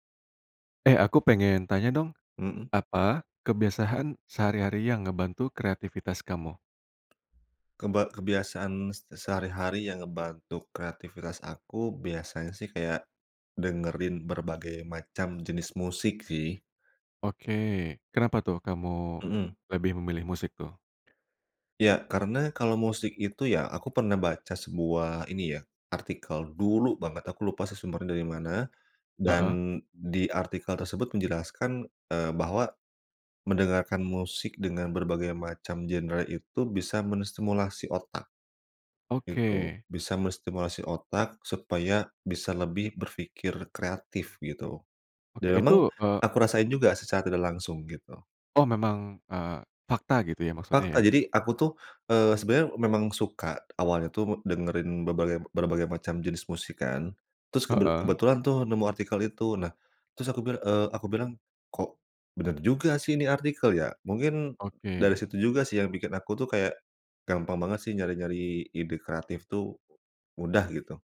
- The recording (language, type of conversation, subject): Indonesian, podcast, Apa kebiasaan sehari-hari yang membantu kreativitas Anda?
- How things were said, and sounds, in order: "kebiasaan" said as "kebiasahan"; other background noise